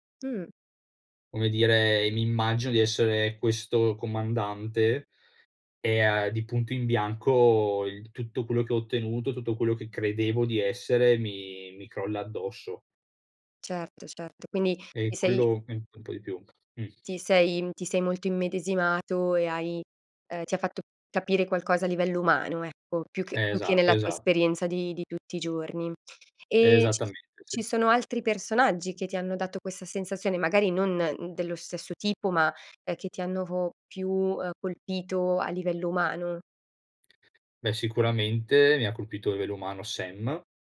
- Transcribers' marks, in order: other background noise
- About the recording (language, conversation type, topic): Italian, podcast, Raccontami del film che ti ha cambiato la vita